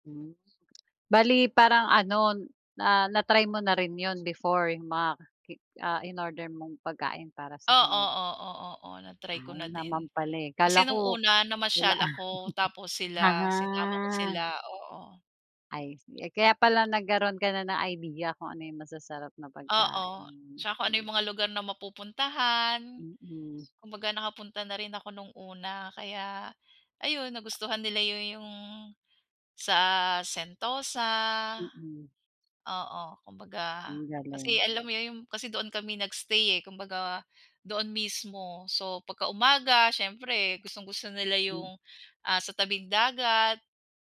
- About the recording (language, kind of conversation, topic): Filipino, unstructured, Ano ang pinakamasayang karanasan mo kasama ang iyong mga magulang?
- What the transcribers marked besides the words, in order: tapping; chuckle